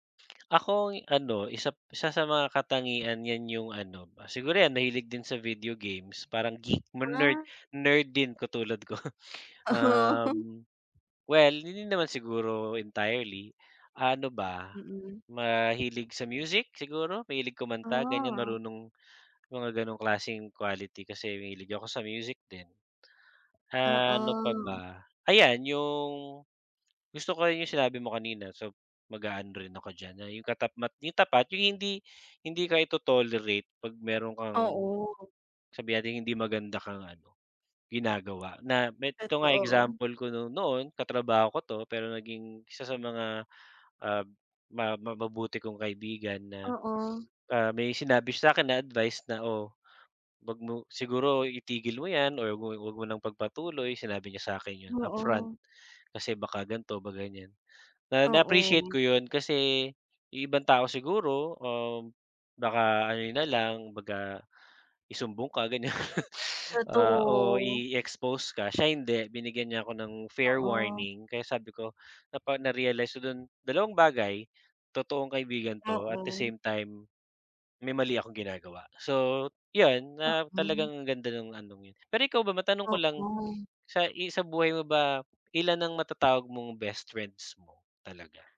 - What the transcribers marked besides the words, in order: lip smack; tapping; in English: "geek"; laughing while speaking: "ko"; laughing while speaking: "Oo"; other background noise; laughing while speaking: "ganyan"
- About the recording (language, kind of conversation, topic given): Filipino, unstructured, Ano ang pinakamahalaga sa iyo sa isang matalik na kaibigan?